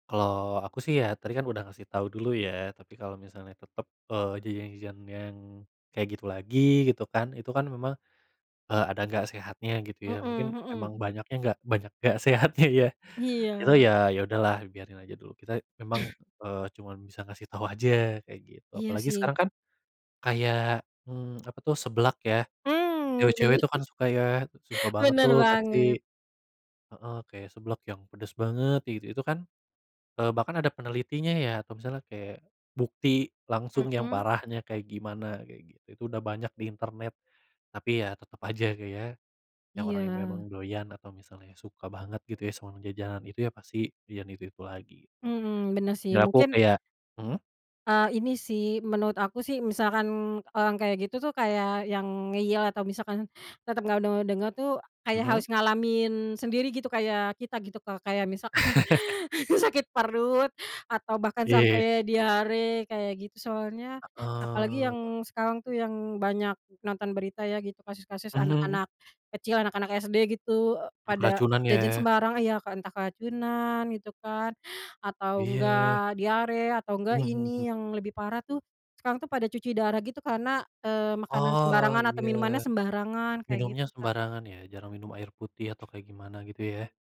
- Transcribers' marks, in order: other background noise; laughing while speaking: "sehatnya, ya"; cough; chuckle; chuckle; laughing while speaking: "misalkan, sakit perut"; chuckle; tapping
- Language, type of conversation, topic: Indonesian, unstructured, Bagaimana kamu meyakinkan teman agar tidak jajan sembarangan?
- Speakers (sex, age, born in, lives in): female, 30-34, Indonesia, Indonesia; male, 25-29, Indonesia, Indonesia